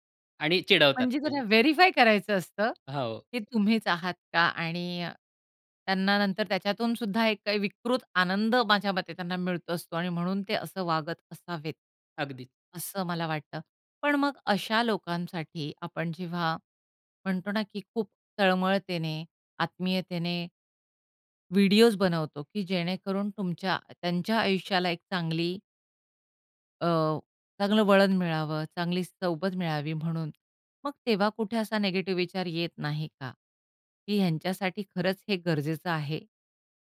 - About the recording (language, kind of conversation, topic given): Marathi, podcast, प्रेक्षकांचा प्रतिसाद तुमच्या कामावर कसा परिणाम करतो?
- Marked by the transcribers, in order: other background noise